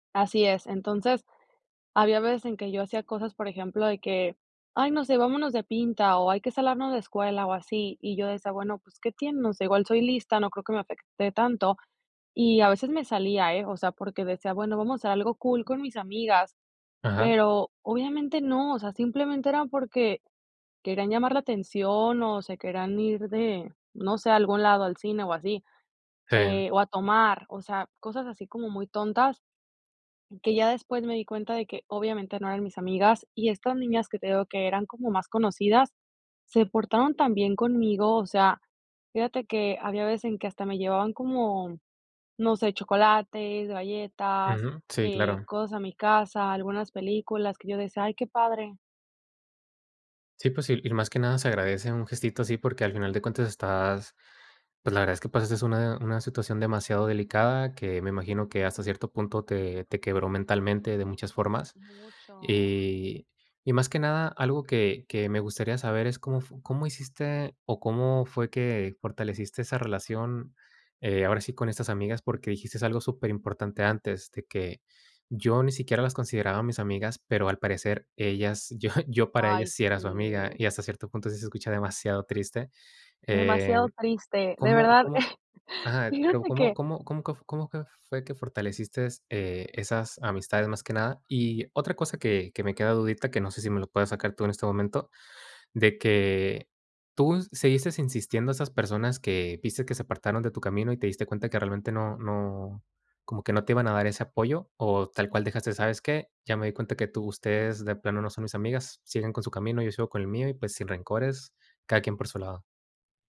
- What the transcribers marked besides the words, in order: "fortaleciste" said as "fortalecistes"; laughing while speaking: "yo"; laugh; "fortaleciste" said as "fortalecistes"; "seguiste" said as "seguistes"; other background noise
- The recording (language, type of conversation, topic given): Spanish, podcast, ¿Cómo afecta a tus relaciones un cambio personal profundo?
- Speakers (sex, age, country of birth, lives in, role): female, 30-34, Mexico, United States, guest; male, 25-29, Mexico, Mexico, host